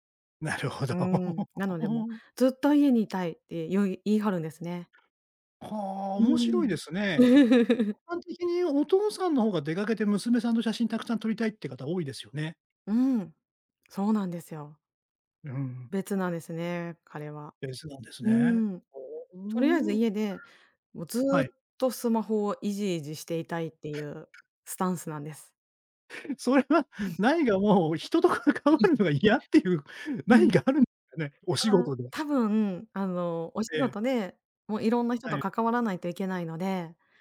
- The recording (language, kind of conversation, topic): Japanese, advice, 年中行事や祝日の過ごし方をめぐって家族と意見が衝突したとき、どうすればよいですか？
- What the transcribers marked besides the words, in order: laughing while speaking: "なるほど"; laugh; other noise; laughing while speaking: "それは、ないが、もう、人と … るんですかね？"